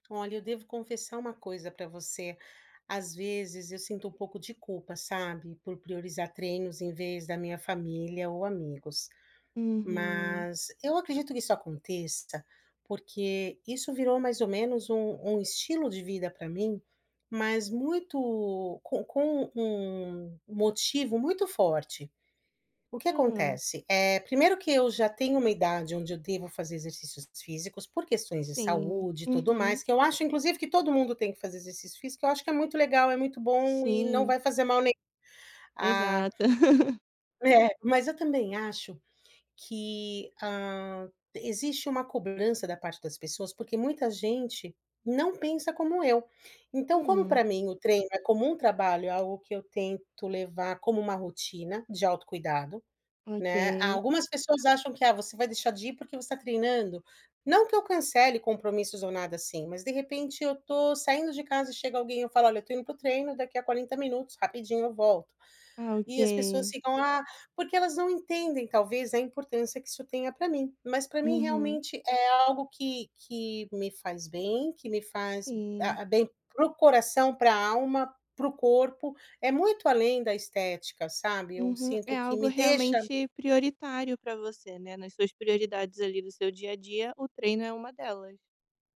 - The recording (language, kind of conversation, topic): Portuguese, advice, Como lidar com a culpa por priorizar os treinos em vez de passar tempo com a família ou amigos?
- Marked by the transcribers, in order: laugh; laughing while speaking: "É"; tapping